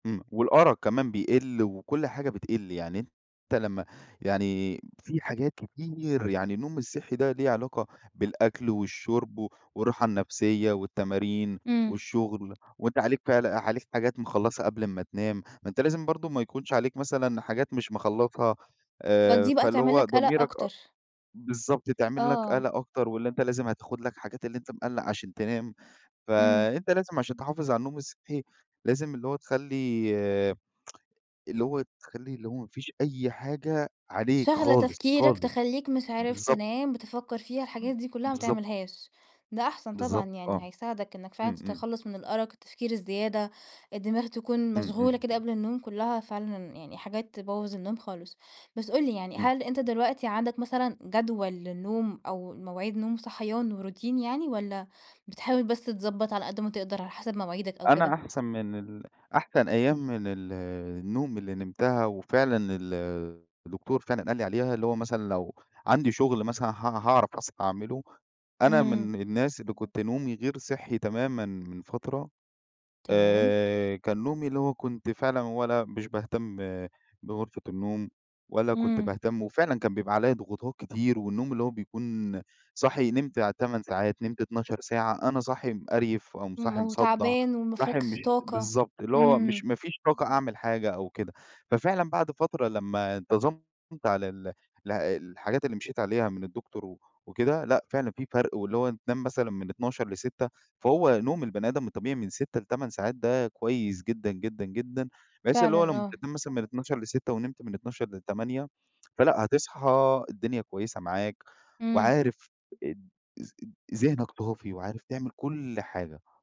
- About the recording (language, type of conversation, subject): Arabic, podcast, إزاي بتحافظ على نوم صحي؟
- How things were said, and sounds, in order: other background noise; in English: "وروتين"